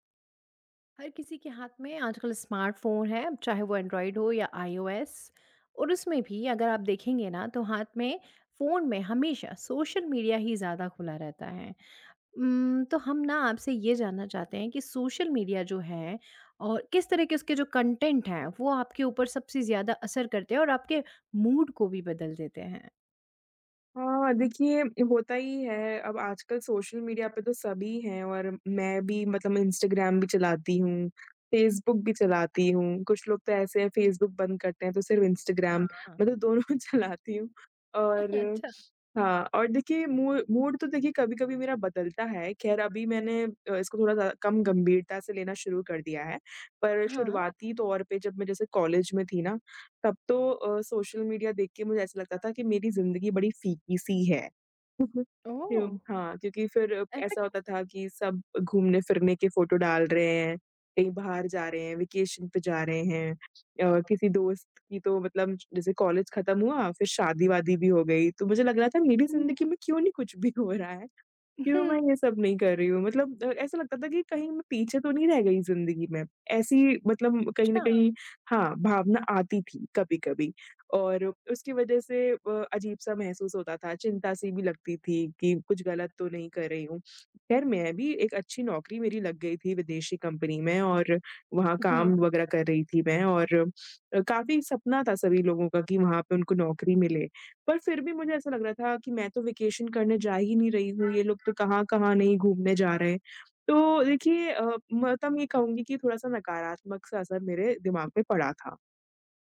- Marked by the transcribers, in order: in English: "कंटेंट"; in English: "मूड"; other background noise; laughing while speaking: "मैं तो दोनों चलाती हूँ"; laugh; laughing while speaking: "अच्छा"; in English: "मूड मूड"; chuckle; in English: "वेकेशन"; chuckle; tapping; in English: "वेकेशन"; horn
- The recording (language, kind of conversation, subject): Hindi, podcast, सोशल मीडिया देखने से आपका मूड कैसे बदलता है?